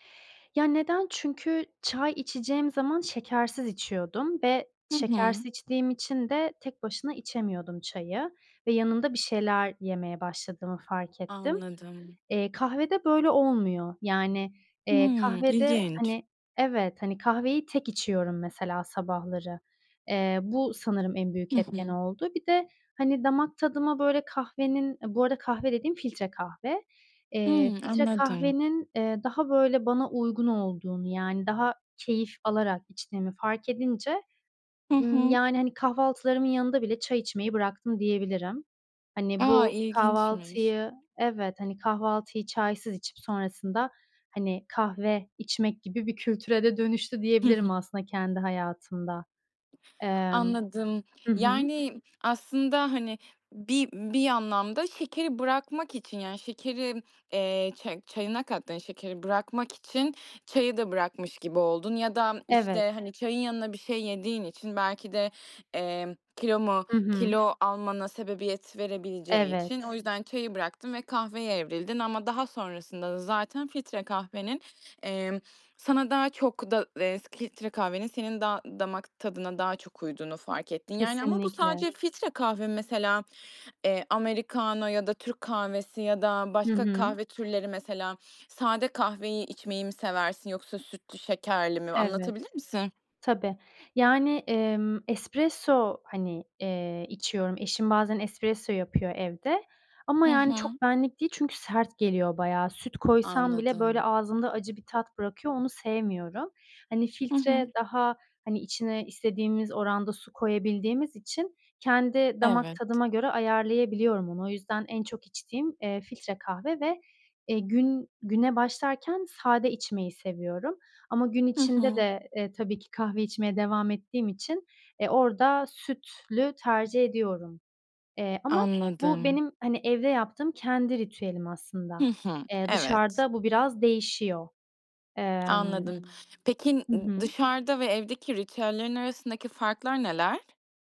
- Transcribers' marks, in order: tapping; other background noise; in Italian: "americano"
- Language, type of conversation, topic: Turkish, podcast, Kahve veya çay ritüelin nasıl, bize anlatır mısın?